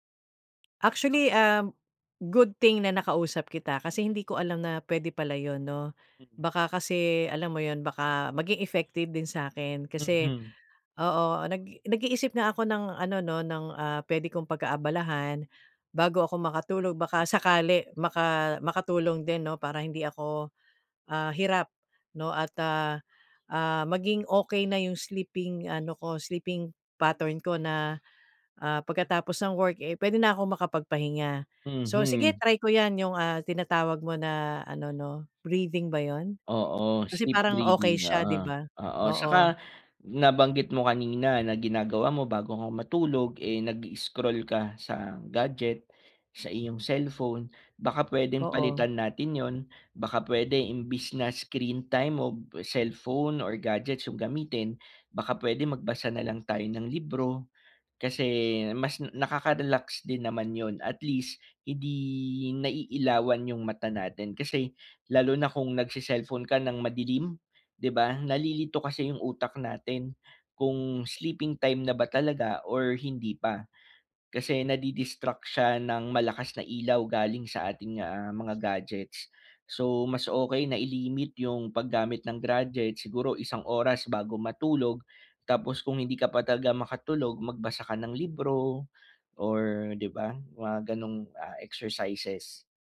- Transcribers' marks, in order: tapping; bird; horn
- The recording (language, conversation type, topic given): Filipino, advice, Paano ako makakabuo ng simpleng ritwal bago matulog para mas gumanda ang tulog ko?